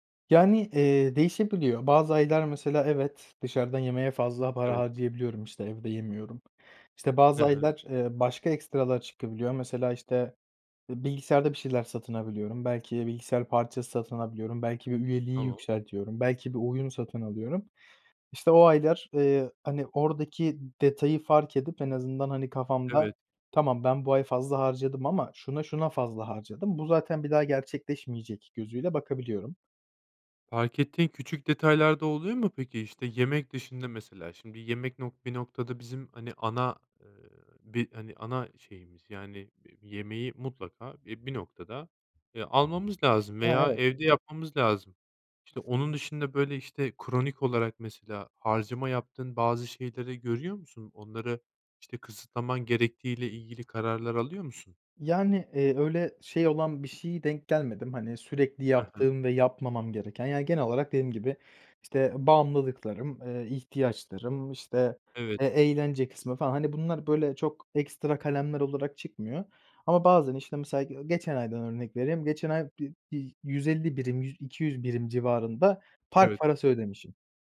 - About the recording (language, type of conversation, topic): Turkish, podcast, Para biriktirmeyi mi, harcamayı mı yoksa yatırım yapmayı mı tercih edersin?
- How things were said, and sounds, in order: other background noise; "alabiliyorum" said as "abiliyorum"; tapping